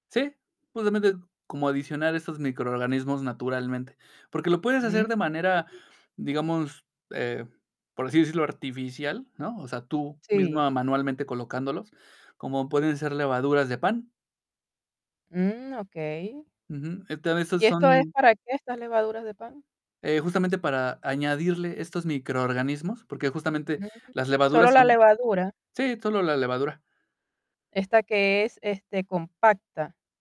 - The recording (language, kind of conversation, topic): Spanish, podcast, ¿Cómo hago compost y por qué me conviene hacerlo?
- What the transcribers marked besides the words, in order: distorted speech; static